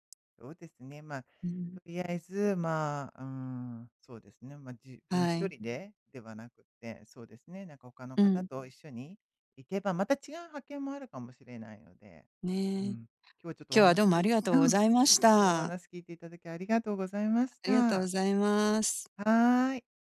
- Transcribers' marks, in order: none
- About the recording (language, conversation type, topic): Japanese, advice, 友人の集まりで気まずい雰囲気を避けるにはどうすればいいですか？